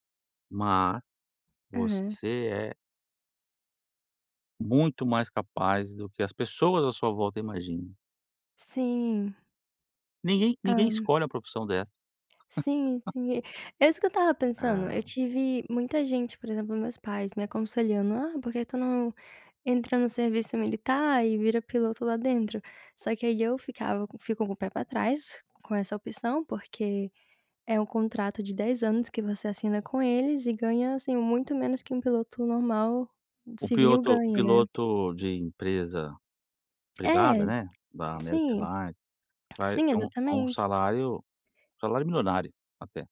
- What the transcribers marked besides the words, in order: laugh
- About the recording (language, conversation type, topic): Portuguese, advice, Como você volta a velhos hábitos quando está estressado?